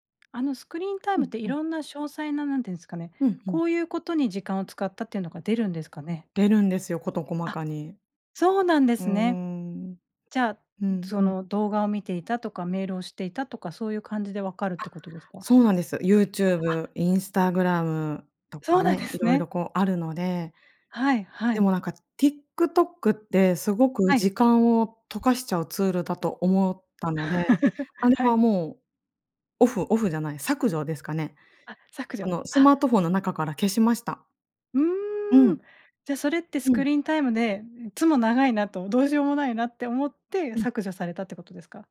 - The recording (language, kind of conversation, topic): Japanese, podcast, スマホ時間の管理、どうしていますか？
- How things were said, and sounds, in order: laugh